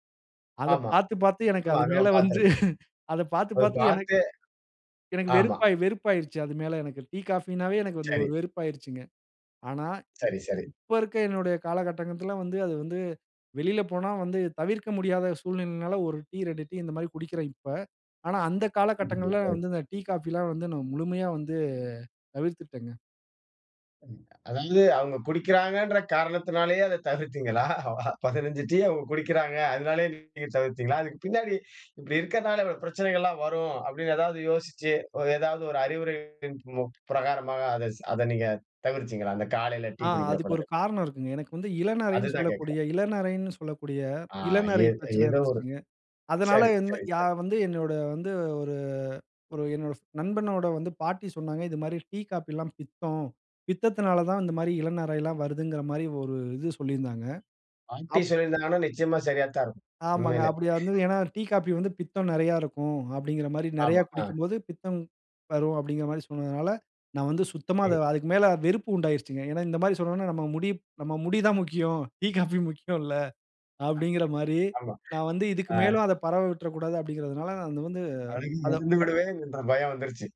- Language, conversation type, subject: Tamil, podcast, உங்கள் நாளை ஆரோக்கியமாகத் தொடங்க நீங்கள் என்ன செய்கிறீர்கள்?
- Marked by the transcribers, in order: chuckle; "காலகட்டத்தில" said as "காலகட்டங்கத்தில"; unintelligible speech; other background noise; laughing while speaking: "ம் அதாவது, இல்ல அவங்க குடிக்கிறாங்கன்ற காரணத்தினாலேயே அத தவிர்த்தீங்களா?"; unintelligible speech; trusting: "பாட்டி சொல்லியிருந்தனால நிச்சயமா சரியாத்தா இருக்கும். உண்மையிலே"; laughing while speaking: "டீ, காஃபி முக்கியமில்ல"; unintelligible speech